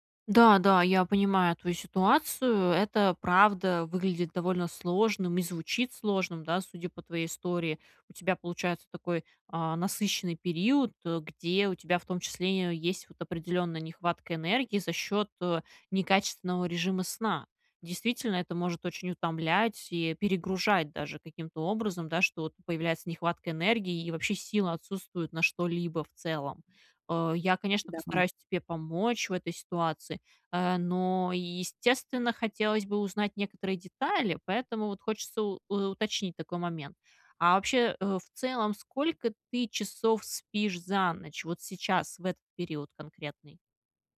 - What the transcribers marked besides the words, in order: none
- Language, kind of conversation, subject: Russian, advice, Как улучшить сон и восстановление при активном образе жизни?